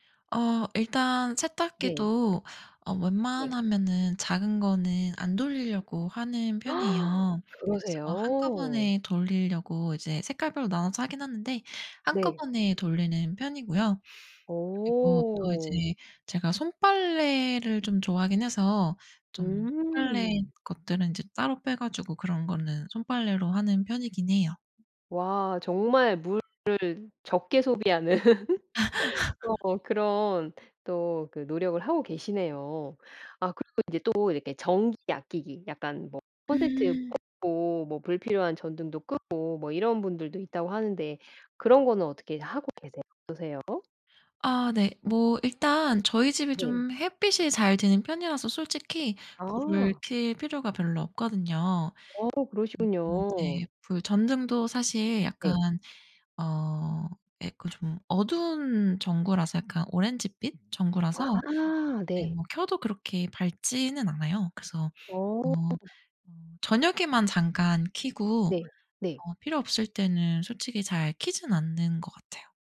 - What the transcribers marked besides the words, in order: gasp; other background noise; laugh
- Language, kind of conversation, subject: Korean, podcast, 일상에서 실천하는 친환경 습관이 무엇인가요?